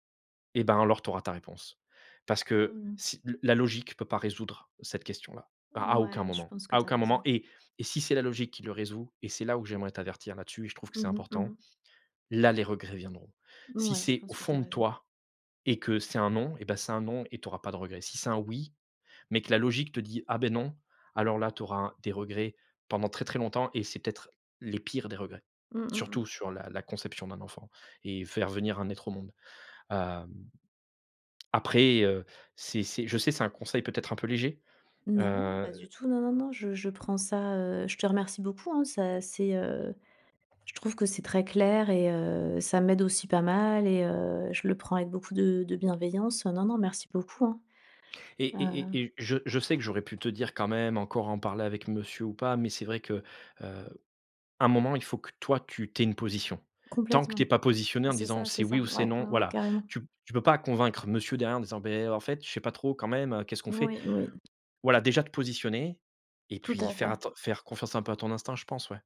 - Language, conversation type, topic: French, advice, Faut-il avoir un enfant maintenant ou attendre ?
- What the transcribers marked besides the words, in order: stressed: "Là"; tapping